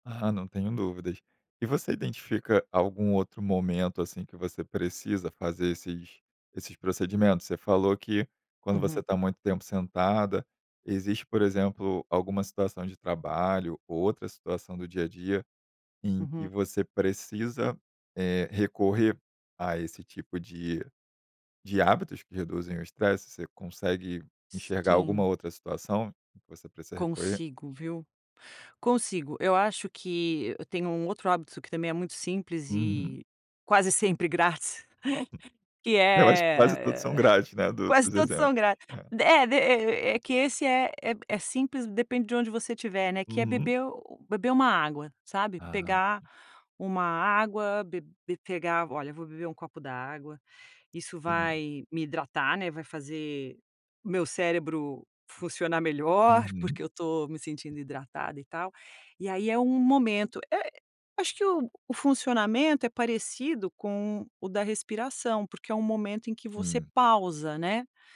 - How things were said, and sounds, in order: laugh; other noise; tapping
- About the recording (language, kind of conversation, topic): Portuguese, podcast, Que hábitos simples ajudam a reduzir o estresse rapidamente?